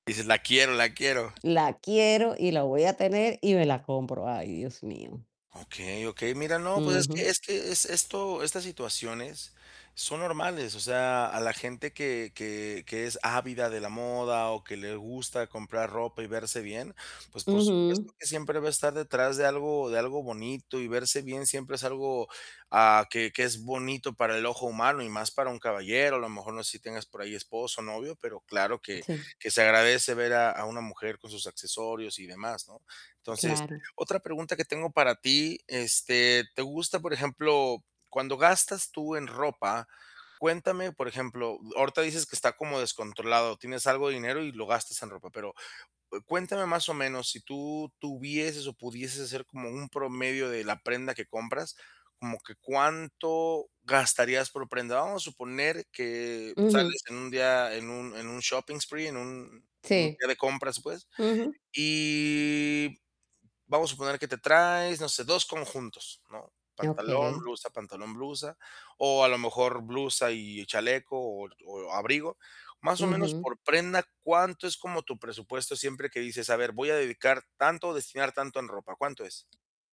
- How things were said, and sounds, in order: tapping; other background noise; distorted speech; in English: "shopping spree"
- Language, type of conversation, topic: Spanish, advice, ¿Cómo puedo comprar ropa a la moda sin gastar demasiado dinero?